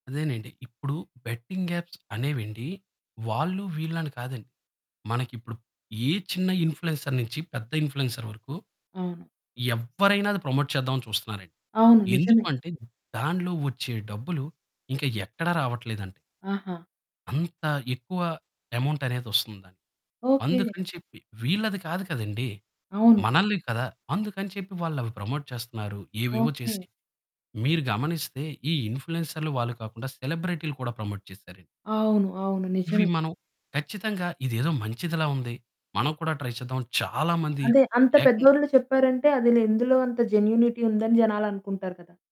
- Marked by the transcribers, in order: in English: "బెట్టింగ్ ఆప్స్"; in English: "ఇంప్ల్యూయన్సర్స్"; in English: "ఇంప్ల్యూయన్సర్స్"; in English: "ప్రమోట్"; in English: "అమౌంట్"; in English: "ప్రమోట్"; in English: "ప్రమోట్"; in English: "ట్రై"; in English: "జెన్యూనిటీ"
- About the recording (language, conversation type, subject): Telugu, podcast, ఇన్‌ఫ్లూయెన్సర్లు నిజంగా సామాజిక బాధ్యతను వహిస్తున్నారా?